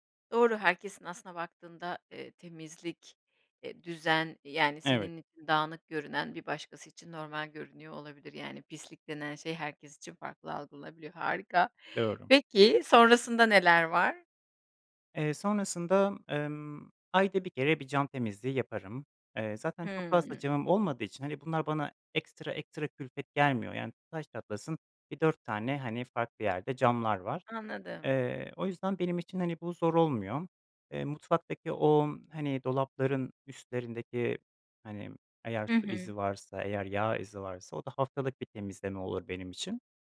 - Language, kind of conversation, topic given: Turkish, podcast, Evde temizlik düzenini nasıl kurarsın?
- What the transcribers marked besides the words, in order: none